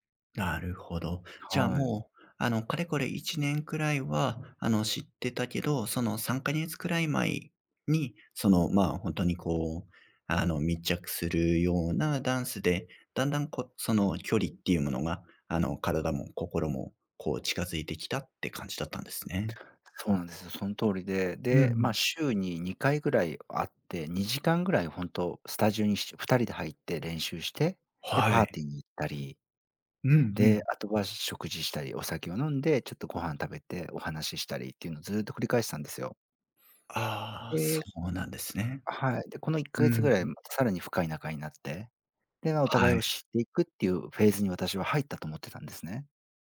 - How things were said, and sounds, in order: tapping
- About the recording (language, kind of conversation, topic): Japanese, advice, 信頼を損なう出来事があり、不安を感じていますが、どうすればよいですか？